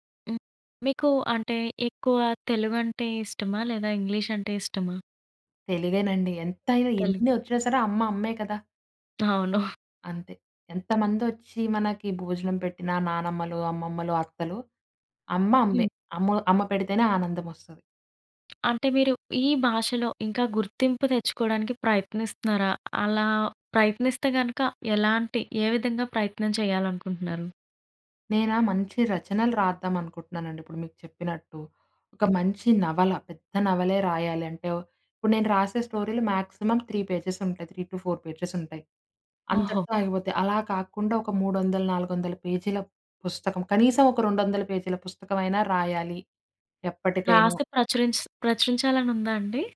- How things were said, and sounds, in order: chuckle; tapping; other background noise; in English: "మాక్సిమం త్రీ"; in English: "త్రీ టు ఫోర్"
- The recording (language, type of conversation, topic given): Telugu, podcast, మీ భాష మీ గుర్తింపుపై ఎంత ప్రభావం చూపుతోంది?